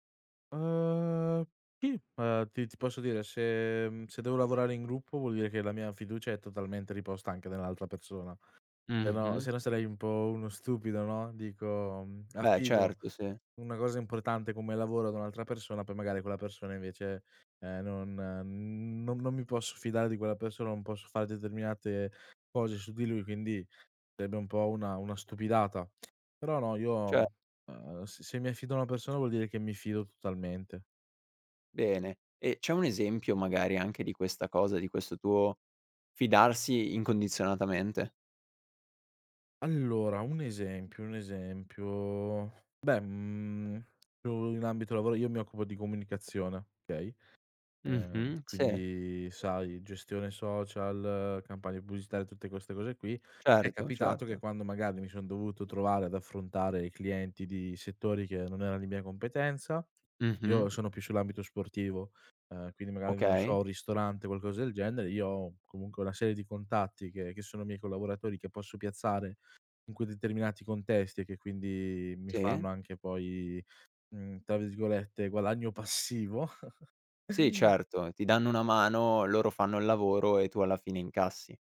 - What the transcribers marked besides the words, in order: laughing while speaking: "passivo"; chuckle
- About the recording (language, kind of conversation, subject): Italian, podcast, Come costruisci la fiducia in te stesso, giorno dopo giorno?